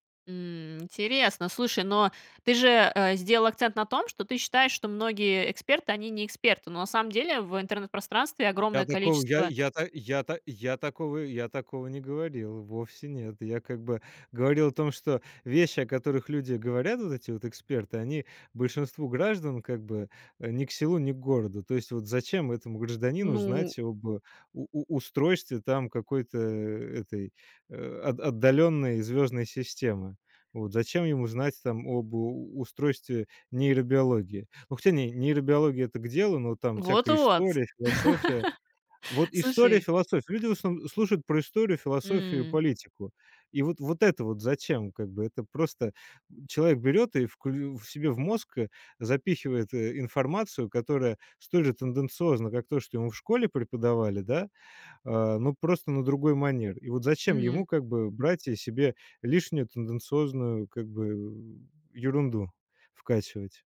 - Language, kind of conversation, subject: Russian, podcast, Почему подкасты стали такими массовыми и популярными?
- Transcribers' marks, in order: other background noise; laugh